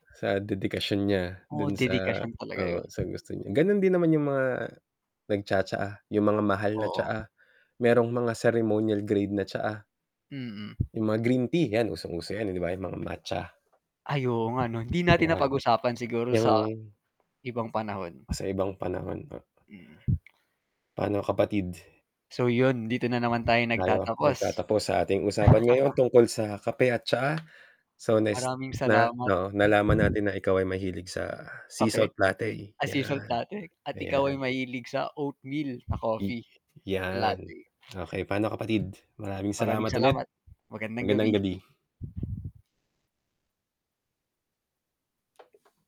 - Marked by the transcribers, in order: static; chuckle; mechanical hum
- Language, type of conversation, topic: Filipino, unstructured, Ano ang mas gusto mong inumin, kape o tsaa?